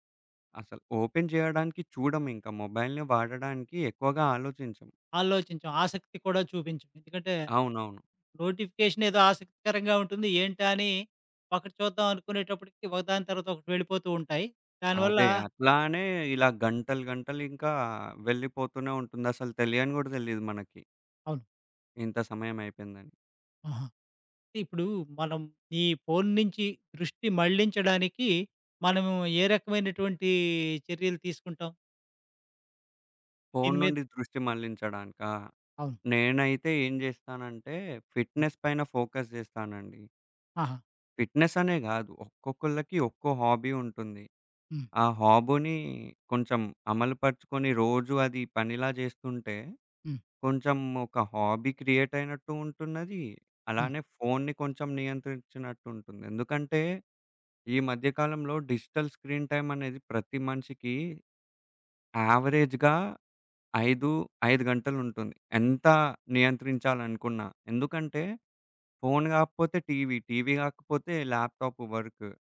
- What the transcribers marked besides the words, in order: in English: "ఓపెన్"; in English: "మొబైల్‌ని"; in English: "నోటిఫికేషన్"; other background noise; in English: "ఫిట్‌నెస్"; in English: "ఫోకస్"; in English: "ఫిట్‌నెస్"; tapping; in English: "హాబీ"; in English: "హాబీ"; in English: "డిజిటల్ స్క్రీన్"; in English: "యావరేజ్‌గా"
- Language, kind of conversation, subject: Telugu, podcast, దృష్టి నిలబెట్టుకోవడానికి మీరు మీ ఫోన్ వినియోగాన్ని ఎలా నియంత్రిస్తారు?